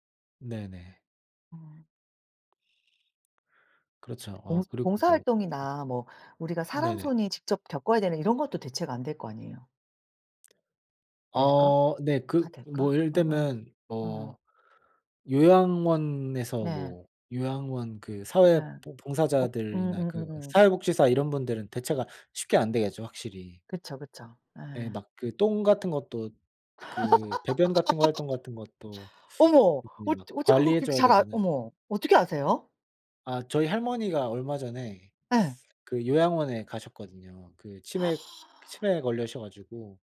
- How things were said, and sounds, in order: other background noise; other noise; laugh
- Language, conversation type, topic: Korean, unstructured, 로봇이 사람의 일을 대신하는 것에 대해 어떻게 생각하시나요?